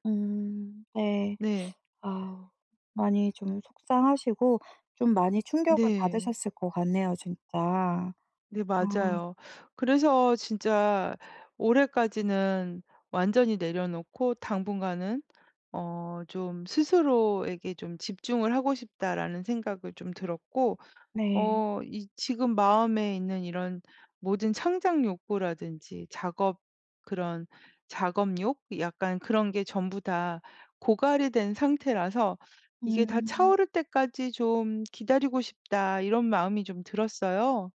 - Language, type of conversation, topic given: Korean, advice, 내 일상에서 의미를 어떻게 찾기 시작할 수 있을까요?
- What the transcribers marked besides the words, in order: other background noise